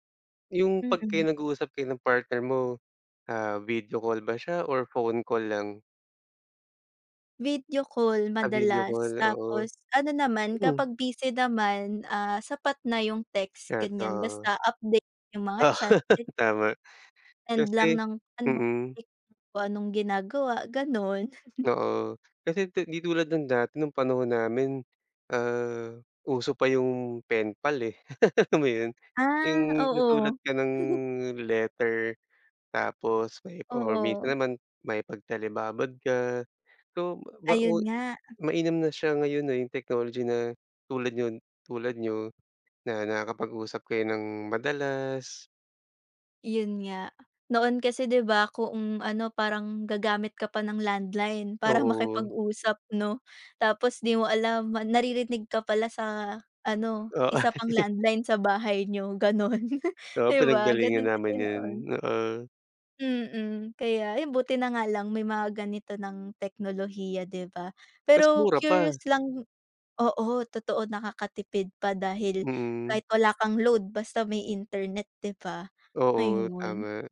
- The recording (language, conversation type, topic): Filipino, unstructured, Ano ang paborito mong paraan ng pagpapahinga gamit ang teknolohiya?
- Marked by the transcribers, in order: laugh; unintelligible speech; chuckle; chuckle; chuckle; chuckle; laughing while speaking: "ganun"